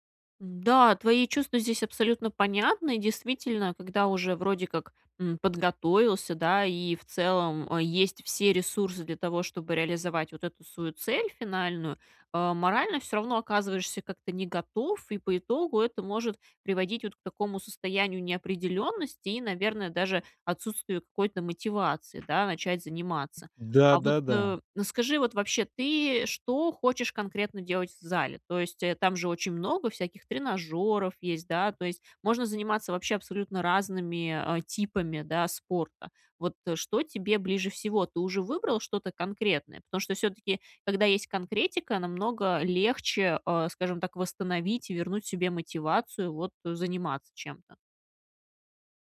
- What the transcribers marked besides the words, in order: tapping
- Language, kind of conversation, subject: Russian, advice, Как перестать бояться начать тренироваться из-за перфекционизма?